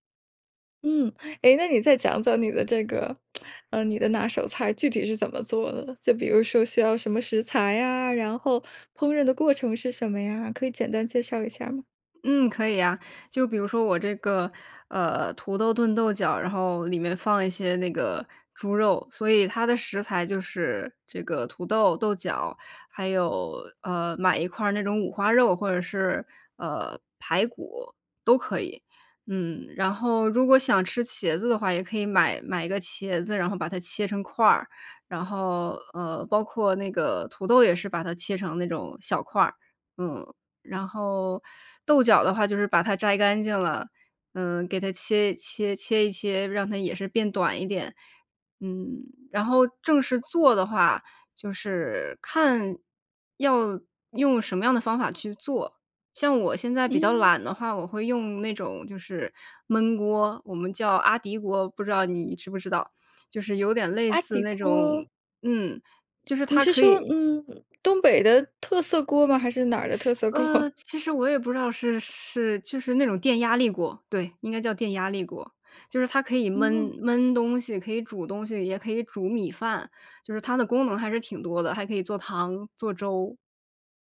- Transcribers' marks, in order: tsk; other background noise; teeth sucking
- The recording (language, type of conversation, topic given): Chinese, podcast, 你能讲讲你最拿手的菜是什么，以及你是怎么做的吗？